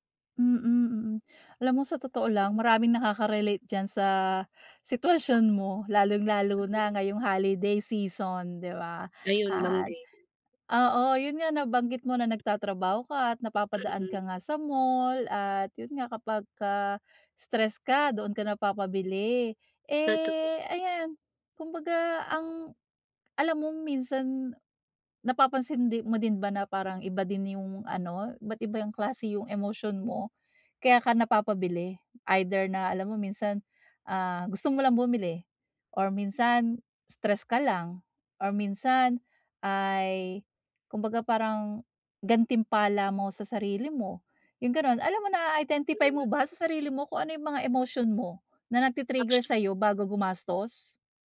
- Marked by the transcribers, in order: tapping; other background noise
- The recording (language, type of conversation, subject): Filipino, advice, Bakit lagi akong gumagastos bilang gantimpala kapag nai-stress ako, at paano ko ito maiiwasan?